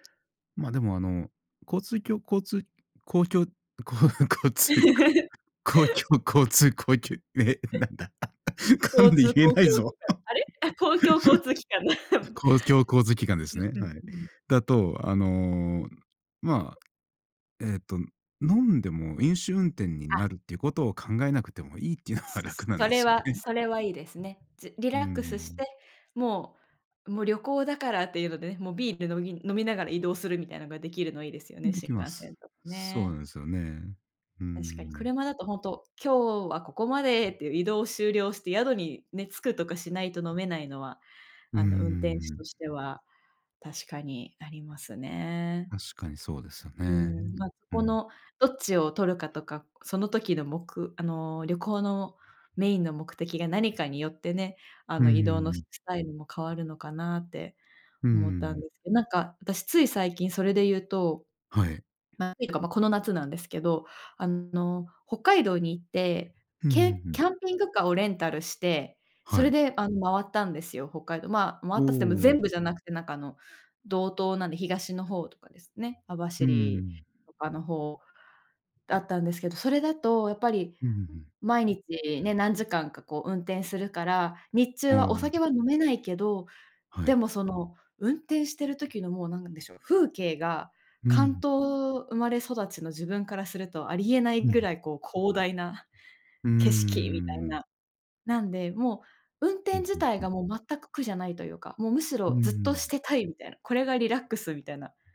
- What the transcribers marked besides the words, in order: laughing while speaking: "こ 交通 こ 公共交通 公きゅう え、なんだ、噛んで言えないぞ"; laugh; laugh; laugh; chuckle; laughing while speaking: "いいっていうのは楽なんですよね"; other background noise
- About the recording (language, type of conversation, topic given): Japanese, unstructured, 旅行するとき、どんな場所に行きたいですか？
- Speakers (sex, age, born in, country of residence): female, 30-34, Japan, Japan; male, 40-44, Japan, Japan